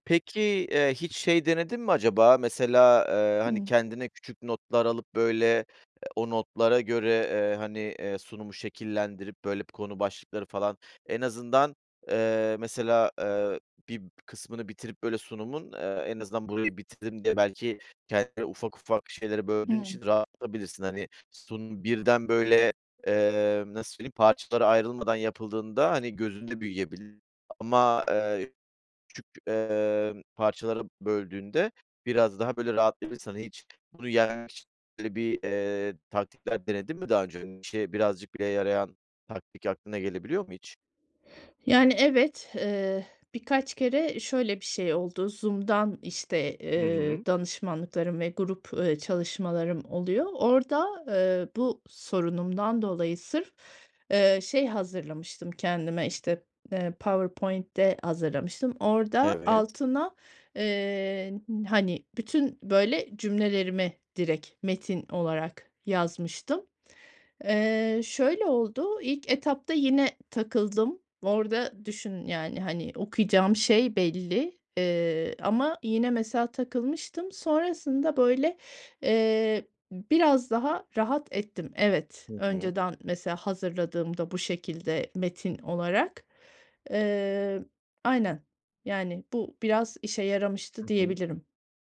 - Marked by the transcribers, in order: other background noise; "bir" said as "bib"
- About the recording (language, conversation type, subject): Turkish, advice, Topluluk önünde konuşma kaygınızı nasıl yönetiyorsunuz?